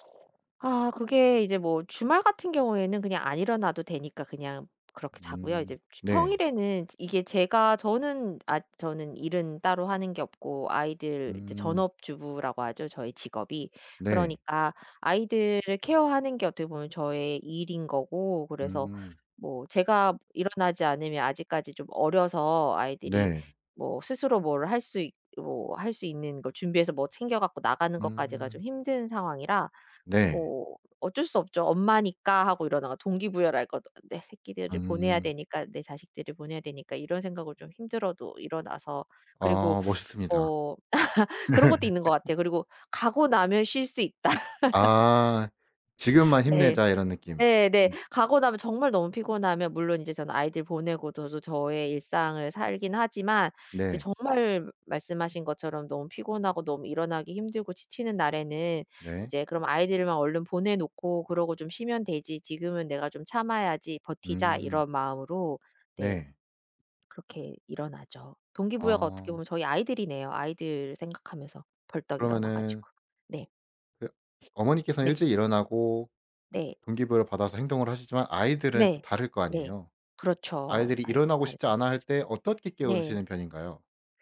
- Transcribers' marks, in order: tapping; laugh; laugh; other background noise
- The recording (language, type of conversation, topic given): Korean, podcast, 아침 일과는 보통 어떻게 되세요?